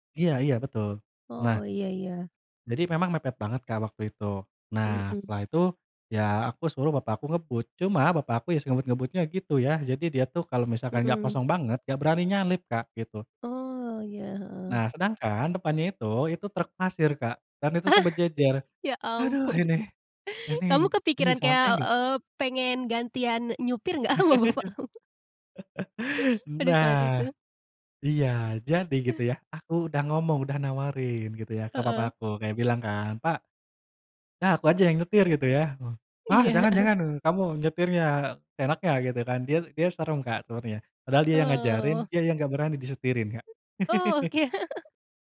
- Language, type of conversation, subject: Indonesian, podcast, Pernahkah kamu mengalami kejadian ketinggalan pesawat atau kereta, dan bagaimana ceritanya?
- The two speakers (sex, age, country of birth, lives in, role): female, 25-29, Indonesia, Indonesia, host; male, 25-29, Indonesia, Indonesia, guest
- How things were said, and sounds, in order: chuckle; laughing while speaking: "ampun"; laughing while speaking: "nggak sama bapakmu"; laugh; laughing while speaking: "heeh"; tapping; other background noise; laughing while speaking: "oke"; chuckle